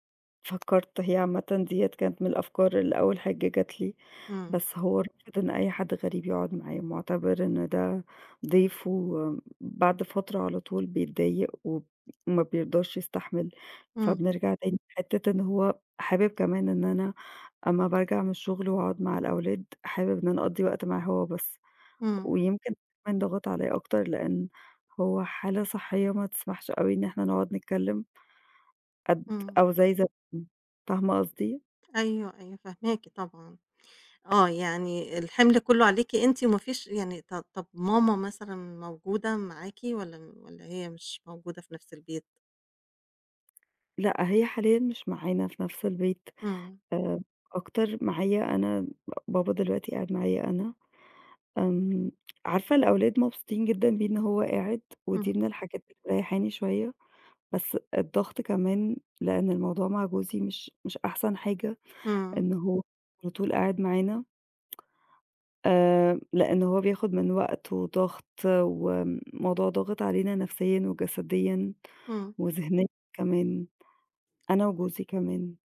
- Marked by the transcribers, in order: tapping
- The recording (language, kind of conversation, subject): Arabic, advice, تأثير رعاية أحد الوالدين المسنين على الحياة الشخصية والمهنية